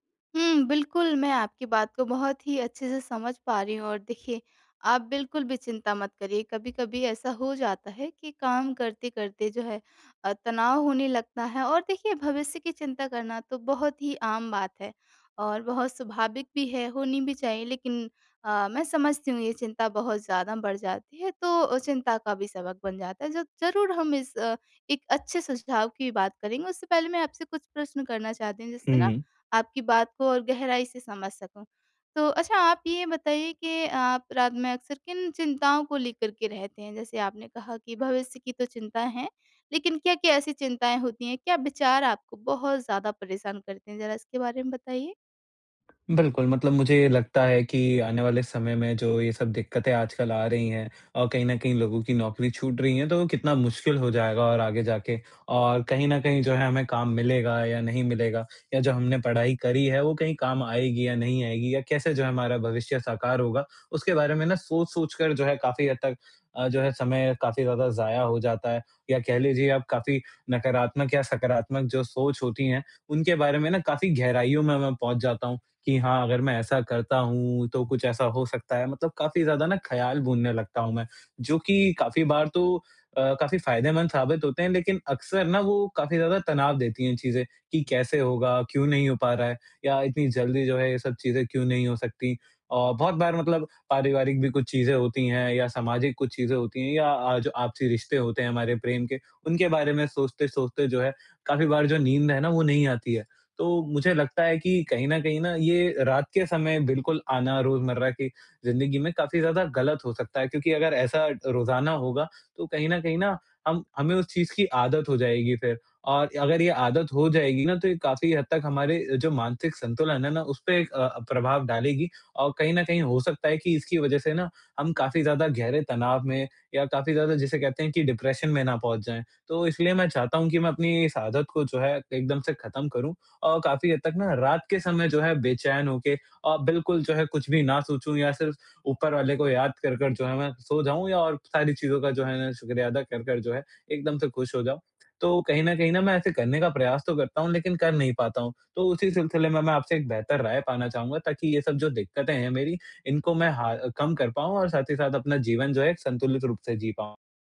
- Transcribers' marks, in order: tapping; in English: "डिप्रेशन"
- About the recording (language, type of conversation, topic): Hindi, advice, सोने से पहले रोज़मर्रा की चिंता और तनाव जल्दी कैसे कम करूँ?